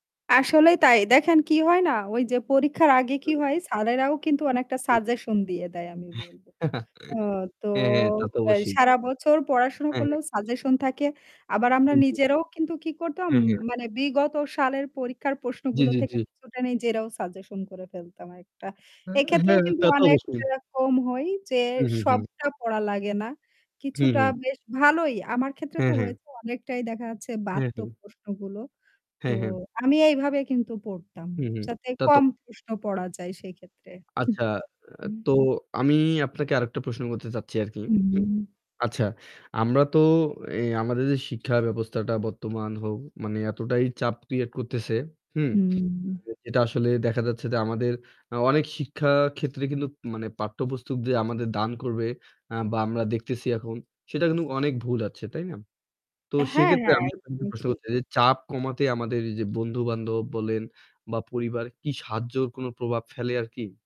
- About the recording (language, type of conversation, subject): Bengali, unstructured, কীভাবে পরীক্ষার চাপ কমানো যায়?
- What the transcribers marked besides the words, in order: unintelligible speech; static; chuckle; "বাড়ত" said as "বাত্তো"; tapping; other background noise; distorted speech